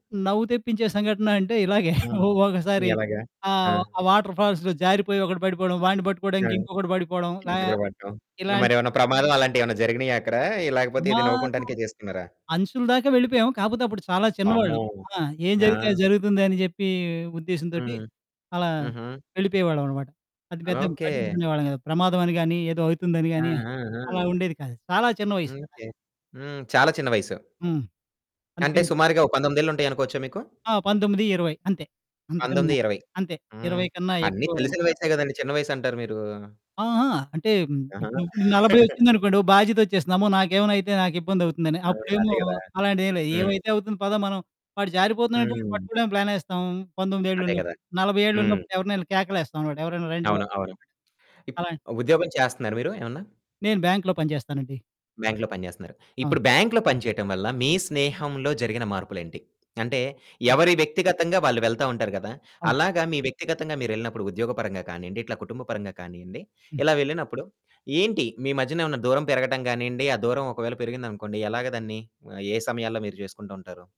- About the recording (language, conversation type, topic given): Telugu, podcast, నిజమైన స్నేహం అంటే మీకు ఏమనిపిస్తుంది?
- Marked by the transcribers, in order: chuckle; in English: "వాటర్ ఫాల్స్‌లో"; distorted speech; chuckle; other background noise; tapping; unintelligible speech; in English: "బ్యాంక్‌లో"; in English: "బ్యాంక్‌లో"; in English: "బ్యాంక్‌లో"